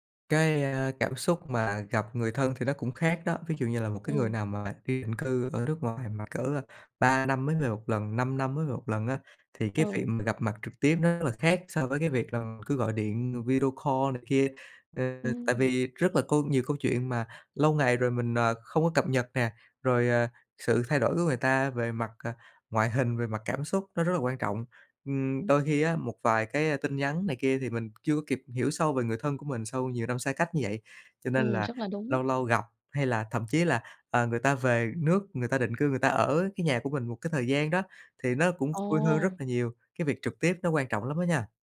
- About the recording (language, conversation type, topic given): Vietnamese, podcast, Theo bạn, việc gặp mặt trực tiếp còn quan trọng đến mức nào trong thời đại mạng?
- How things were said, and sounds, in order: other background noise; tapping; in English: "call"